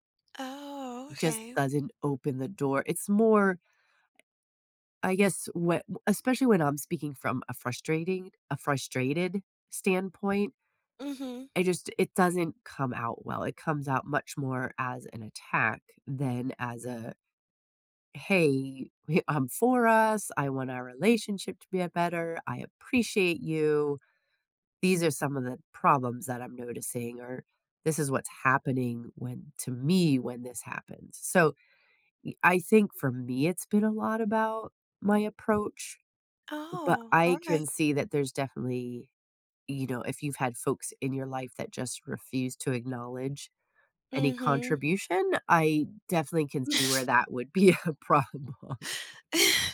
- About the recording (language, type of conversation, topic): English, unstructured, How can I spot and address giving-versus-taking in my close relationships?
- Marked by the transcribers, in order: laugh; tapping; laughing while speaking: "be a problem"